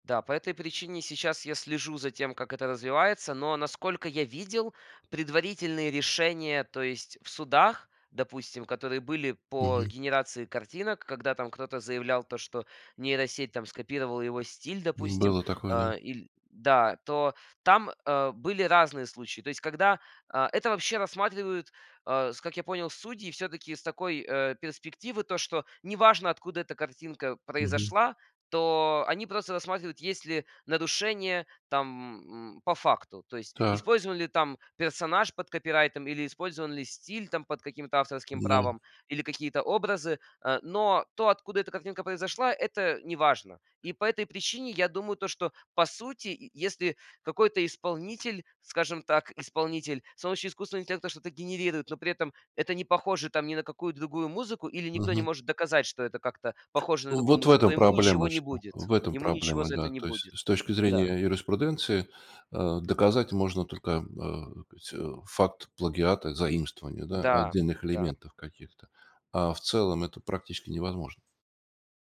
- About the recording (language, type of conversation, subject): Russian, podcast, Как менялись твои музыкальные вкусы с годами?
- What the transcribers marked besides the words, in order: other background noise; tapping